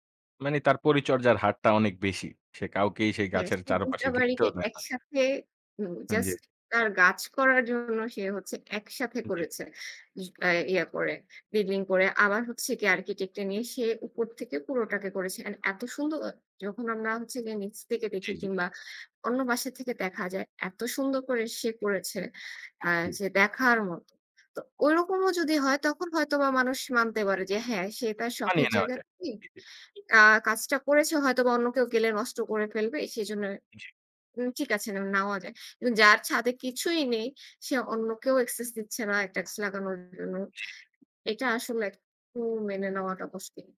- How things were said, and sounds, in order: "মানে" said as "মানি"; tapping; other background noise
- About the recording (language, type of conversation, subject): Bengali, unstructured, শহরে গাছপালা কমে যাওয়ায় আপনি কেমন অনুভব করেন?